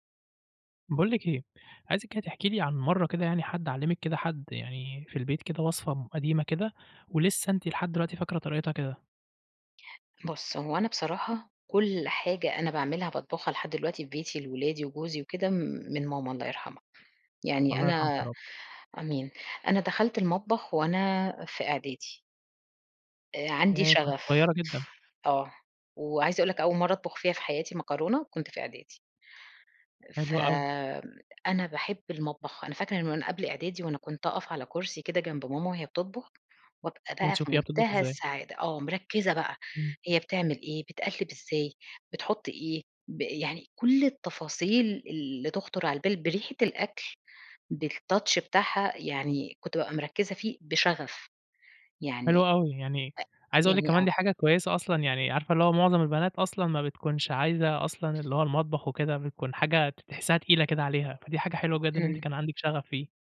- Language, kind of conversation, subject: Arabic, podcast, إزاي بتورّثوا العادات والأكلات في بيتكم؟
- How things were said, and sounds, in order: other background noise; in English: "بالtouch"; tapping